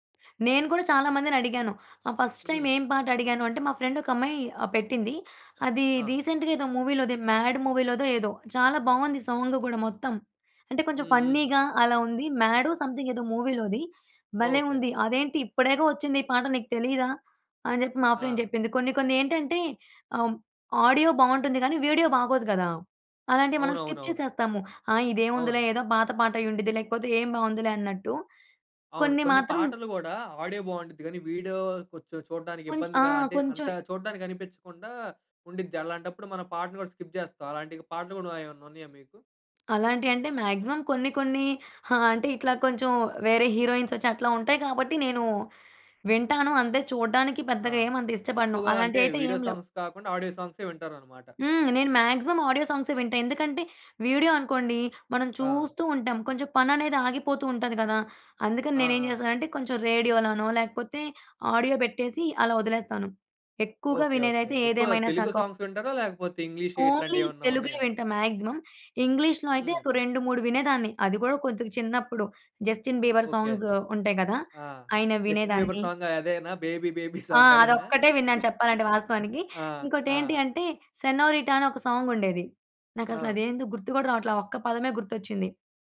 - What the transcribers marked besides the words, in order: other background noise; in English: "ఫస్ట్ టైమ్"; in English: "ఫ్రెండ్"; in English: "రీసెంట్‌గా"; in English: "మూవీలో"; in English: "మూవీ‌లోదో"; in English: "సాంగ్"; in English: "ఫన్నీగా"; in English: "సమ్‌థింగ్"; in English: "మూవీలోది"; in English: "ఫ్రెండ్"; in English: "ఆడియో"; in English: "స్కిప్"; in English: "ఆడియో"; in English: "స్కిప్"; in English: "మాక్సిమం"; in English: "హీరోయిన్స్"; in English: "సాంగ్స్"; in English: "ఆడియో"; in English: "మాక్సిమం ఆడియో"; in English: "రేడియో‌లనో"; in English: "ఆడియో"; in English: "సాంగ్స్"; in English: "ఓన్లీ"; in English: "మాక్సిమం"; in English: "సాంగ్స్"; in English: "సాంగ్"; in English: "బేబీ బేబీ సాంగ్"; chuckle; in English: "సాంగ్"
- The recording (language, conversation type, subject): Telugu, podcast, మీ జీవితానికి నేపథ్య సంగీతంలా మీకు మొదటగా గుర్తుండిపోయిన పాట ఏది?